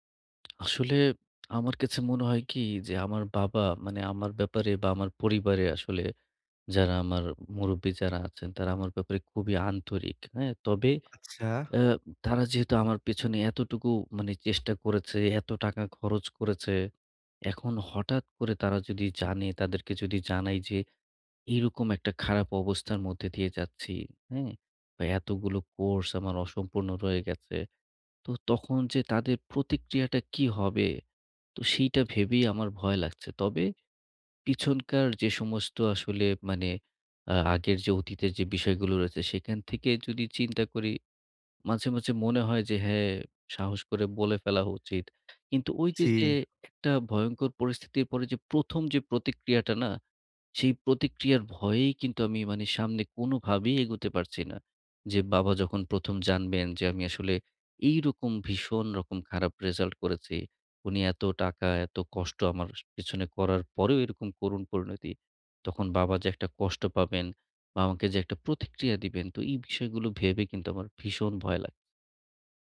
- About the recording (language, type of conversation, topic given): Bengali, advice, চোট বা ব্যর্থতার পর আপনি কীভাবে মানসিকভাবে ঘুরে দাঁড়িয়ে অনুপ্রেরণা বজায় রাখবেন?
- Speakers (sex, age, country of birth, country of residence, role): male, 25-29, Bangladesh, Bangladesh, advisor; male, 30-34, Bangladesh, Bangladesh, user
- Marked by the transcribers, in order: other background noise